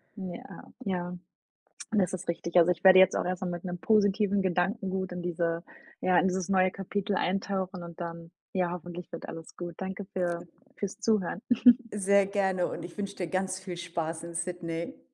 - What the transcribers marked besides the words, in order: tapping; other background noise; other noise; chuckle
- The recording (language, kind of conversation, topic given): German, advice, Wie erlebst du deine Unsicherheit vor einer großen Veränderung wie einem Umzug oder einem Karrierewechsel?